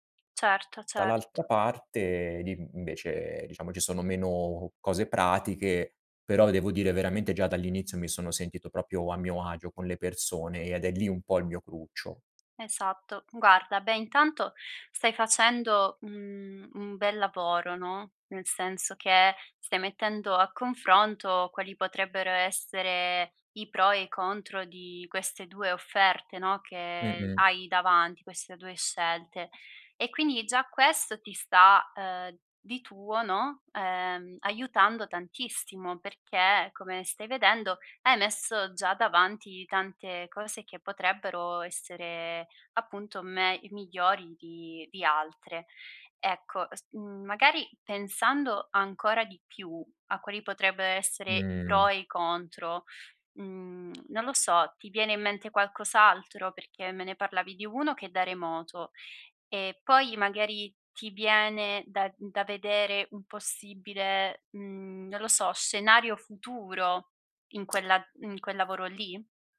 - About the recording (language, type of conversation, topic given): Italian, advice, decidere tra due offerte di lavoro
- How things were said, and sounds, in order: "proprio" said as "propio"; other background noise